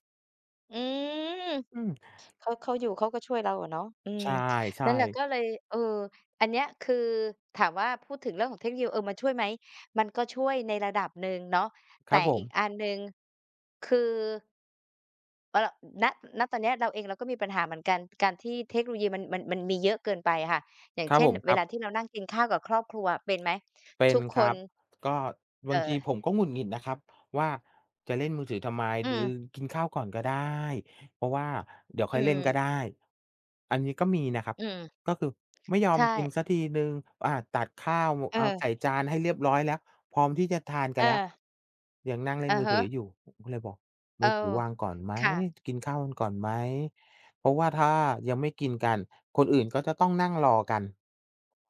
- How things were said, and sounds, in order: "หรือ" said as "ดือ"
- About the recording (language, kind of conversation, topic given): Thai, unstructured, คุณคิดอย่างไรกับการเปลี่ยนแปลงของครอบครัวในยุคปัจจุบัน?